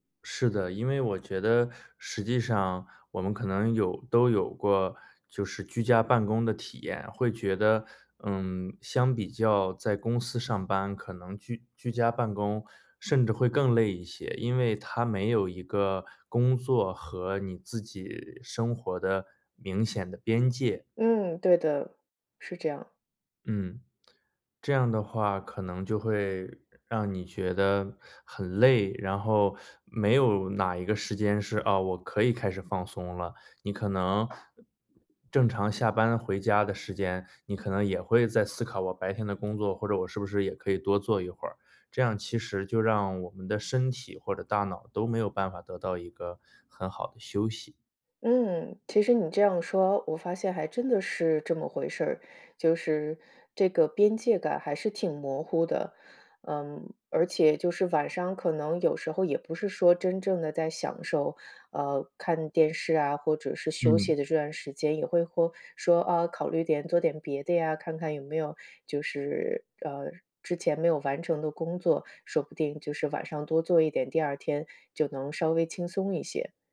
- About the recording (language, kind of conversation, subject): Chinese, advice, 为什么我很难坚持早睡早起的作息？
- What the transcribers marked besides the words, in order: teeth sucking; other background noise